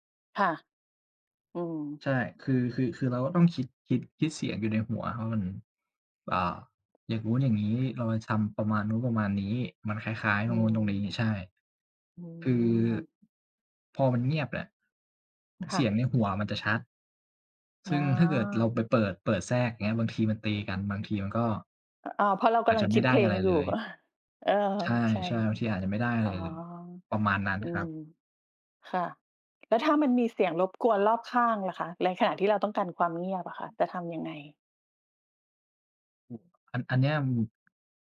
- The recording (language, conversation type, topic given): Thai, unstructured, คุณชอบฟังเพลงระหว่างทำงานหรือชอบทำงานในความเงียบมากกว่ากัน และเพราะอะไร?
- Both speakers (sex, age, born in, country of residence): female, 40-44, Thailand, Sweden; male, 25-29, Thailand, Thailand
- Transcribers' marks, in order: chuckle